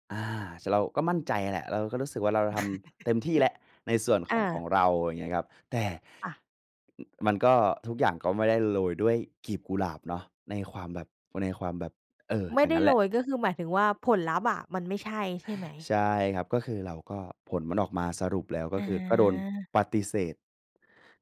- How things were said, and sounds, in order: laugh
- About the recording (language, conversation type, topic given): Thai, podcast, เคยล้มเหลวแล้วกลับมาประสบความสำเร็จได้ไหม เล่าให้ฟังหน่อยได้ไหม?